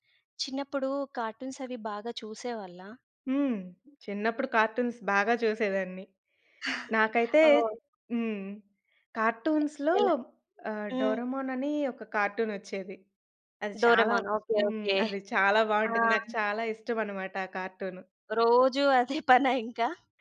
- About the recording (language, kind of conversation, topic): Telugu, podcast, మీకు చిన్నప్పటి కార్టూన్లలో ఏది వెంటనే గుర్తొస్తుంది, అది మీకు ఎందుకు ప్రత్యేకంగా అనిపిస్తుంది?
- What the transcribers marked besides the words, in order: in English: "కార్టూన్స్"; in English: "కార్టూన్స్"; in English: "కార్టూన్స్‌లో"; other background noise; giggle